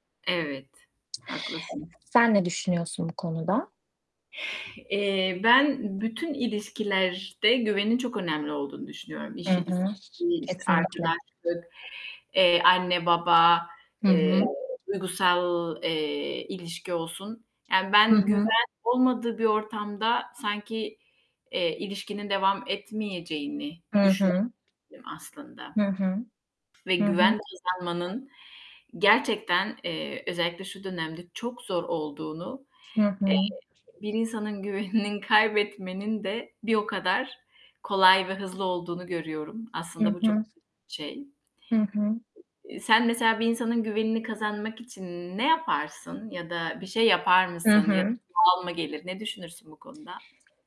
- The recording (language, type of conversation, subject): Turkish, unstructured, Güven sarsıldığında iletişim nasıl sürdürülebilir?
- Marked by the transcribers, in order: other background noise; tapping; static; "ilişkisi" said as "iliskisi"; distorted speech